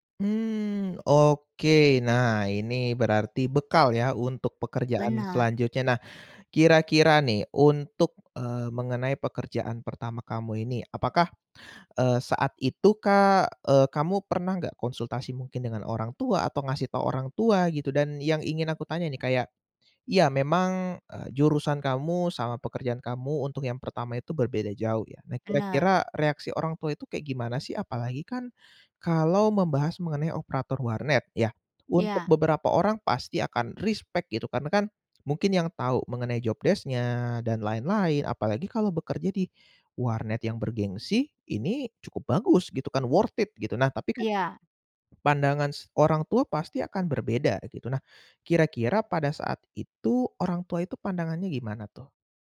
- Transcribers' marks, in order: in English: "worth it"
- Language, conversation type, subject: Indonesian, podcast, Bagaimana rasanya mendapatkan pekerjaan pertama Anda?